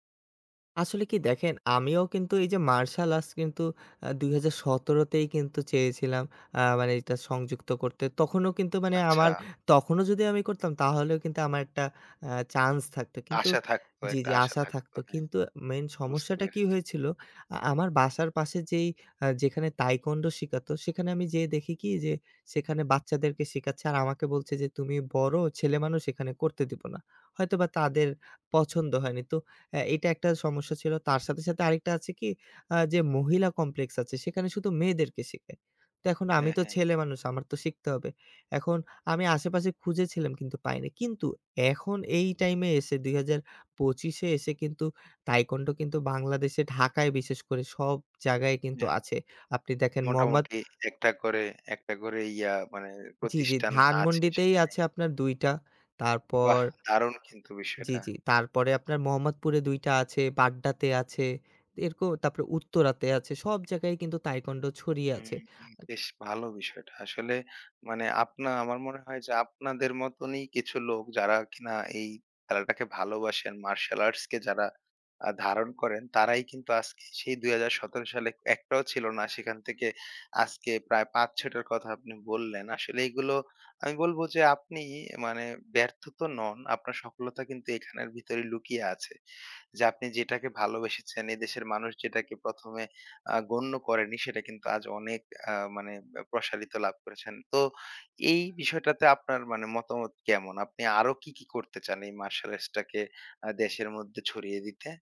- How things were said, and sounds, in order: other background noise; "শেখাতো" said as "সিকাত"
- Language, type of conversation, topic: Bengali, podcast, আপনি ব্যর্থতাকে সফলতার অংশ হিসেবে কীভাবে দেখেন?